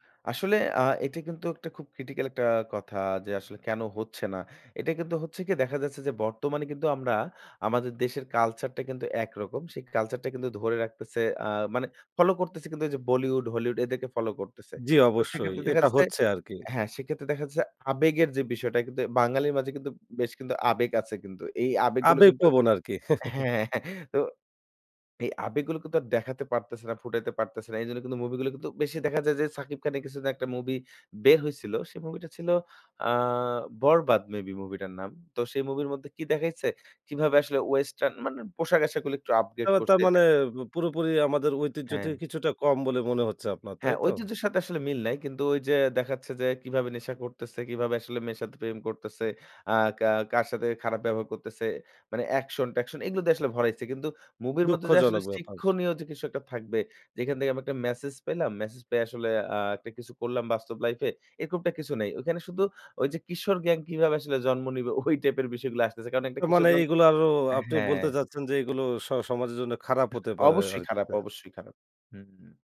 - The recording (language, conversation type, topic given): Bengali, podcast, কোনো সিনেমা বা গান কি কখনো আপনাকে অনুপ্রাণিত করেছে?
- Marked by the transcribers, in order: laughing while speaking: "হ্যাঁ, হ্যাঁ, হ্যাঁ"; chuckle; tapping; laughing while speaking: "ওই"; other noise; "পারে" said as "পারের"